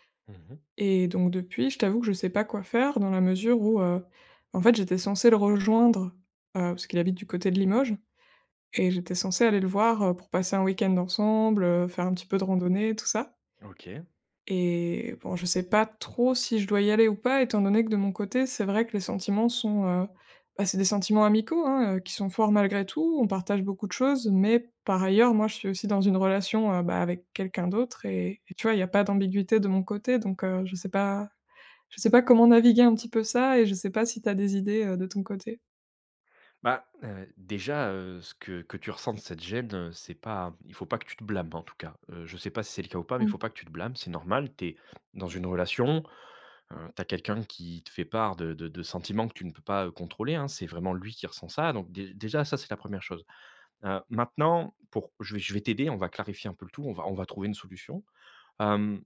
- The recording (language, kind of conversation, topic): French, advice, Comment gérer une amitié qui devient romantique pour l’une des deux personnes ?
- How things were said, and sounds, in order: none